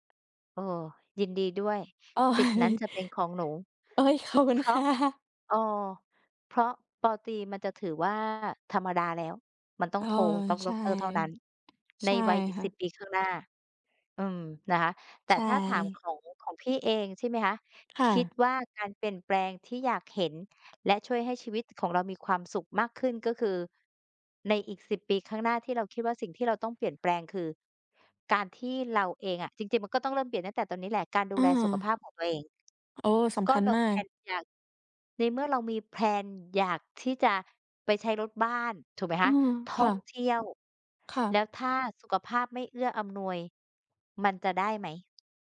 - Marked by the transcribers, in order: laughing while speaking: "โอ้ย"; tapping; other background noise
- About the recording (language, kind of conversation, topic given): Thai, unstructured, คุณอยากให้ชีวิตของคุณเปลี่ยนแปลงไปอย่างไรในอีกสิบปีข้างหน้า?